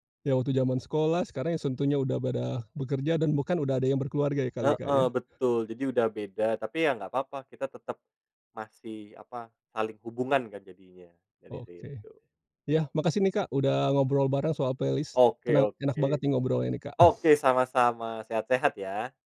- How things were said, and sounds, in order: "tentunya" said as "sentunya"; in English: "playlist"; tapping; other background noise
- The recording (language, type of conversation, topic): Indonesian, podcast, Pernah nggak bikin daftar putar bareng yang bikin jadi punya kenangan khusus?